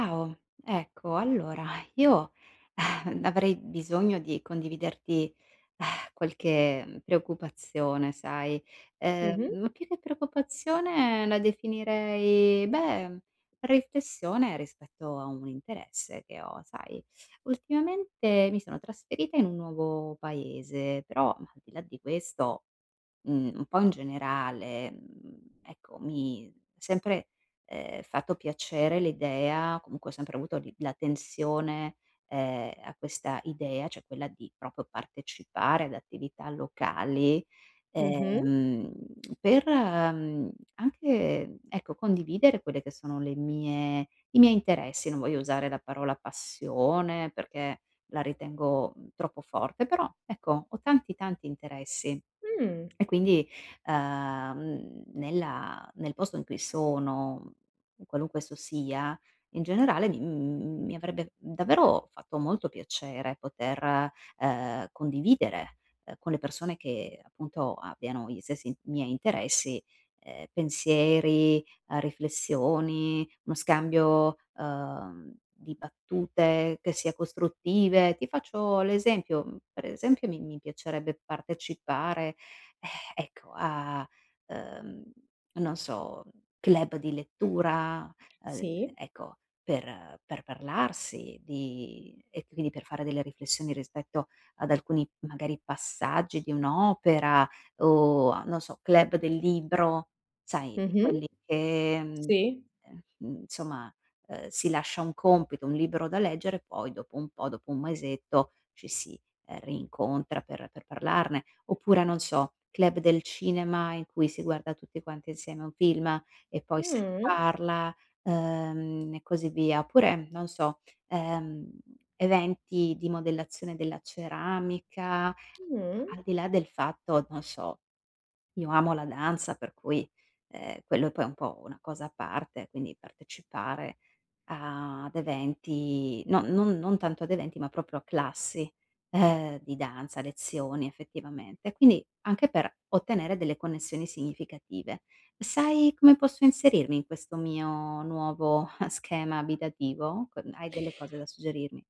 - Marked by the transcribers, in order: "Ciao" said as "Ao"; sigh; sigh; "cioè" said as "ceh"; "proprio" said as "propo"; lip smack; sigh; "mesetto" said as "maesetto"; chuckle
- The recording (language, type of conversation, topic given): Italian, advice, Come posso creare connessioni significative partecipando ad attività locali nella mia nuova città?